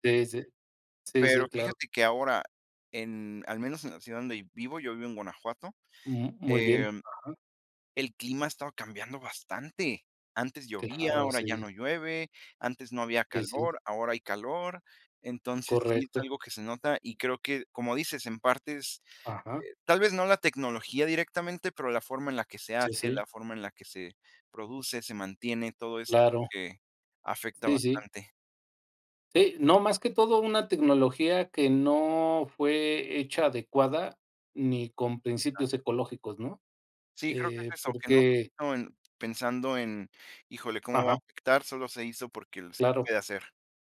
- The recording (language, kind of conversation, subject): Spanish, unstructured, ¿Cómo crees que la tecnología ha mejorado tu vida diaria?
- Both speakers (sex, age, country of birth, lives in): female, 20-24, Mexico, Mexico; male, 50-54, Mexico, Mexico
- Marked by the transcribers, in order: none